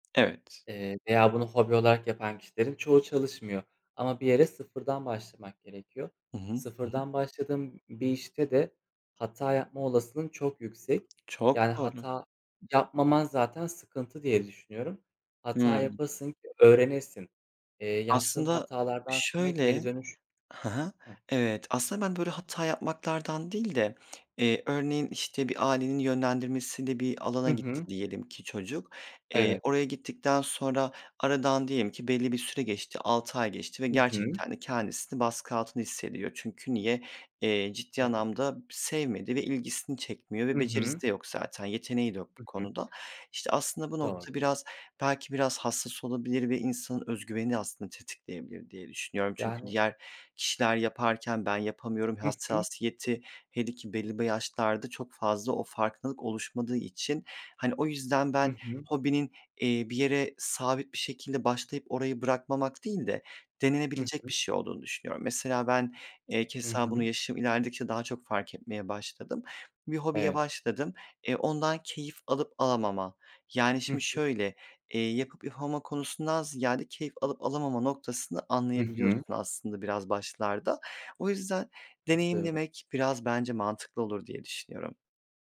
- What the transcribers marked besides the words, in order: other background noise
- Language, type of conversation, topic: Turkish, unstructured, Sence hobiler hayatımızı nasıl etkiler?
- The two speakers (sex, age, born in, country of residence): male, 25-29, Turkey, Poland; male, 30-34, Turkey, Poland